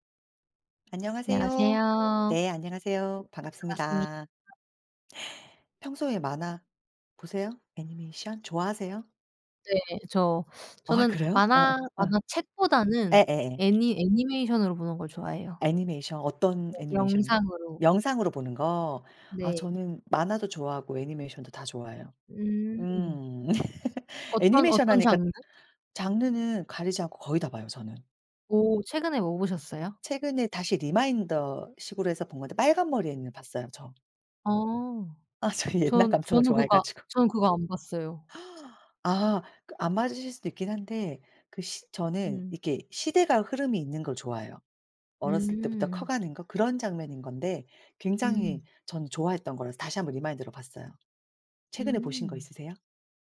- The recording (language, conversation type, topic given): Korean, unstructured, 어렸을 때 가장 좋아했던 만화나 애니메이션은 무엇인가요?
- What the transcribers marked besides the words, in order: teeth sucking; other background noise; laugh; in English: "리마인더"; laughing while speaking: "저 이"; gasp; in English: "리마인드로"